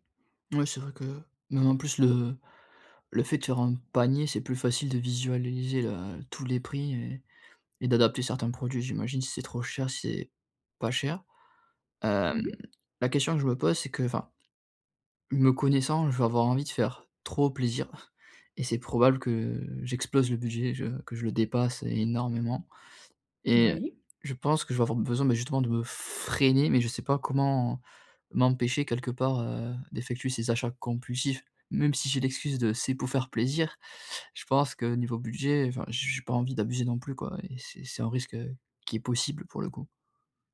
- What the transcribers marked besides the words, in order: stressed: "freiner"
- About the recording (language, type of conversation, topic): French, advice, Comment puis-je acheter des vêtements ou des cadeaux ce mois-ci sans dépasser mon budget ?